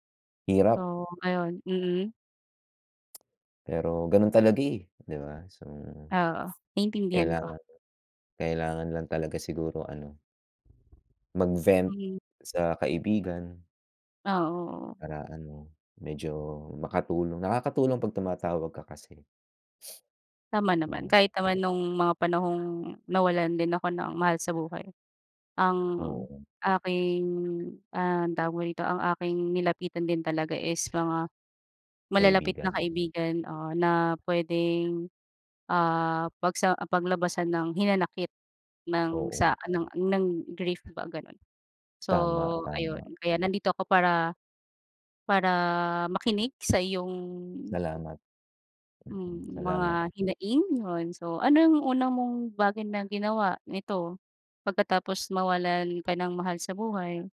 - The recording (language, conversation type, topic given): Filipino, unstructured, Paano mo hinaharap ang pagkawala ng mahal sa buhay?
- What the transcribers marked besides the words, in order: none